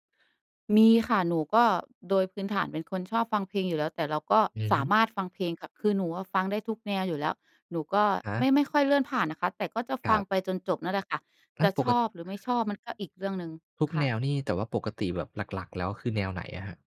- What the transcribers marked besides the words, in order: other background noise
- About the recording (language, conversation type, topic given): Thai, podcast, คุณมักค้นพบเพลงใหม่จากที่ไหนบ่อยสุด?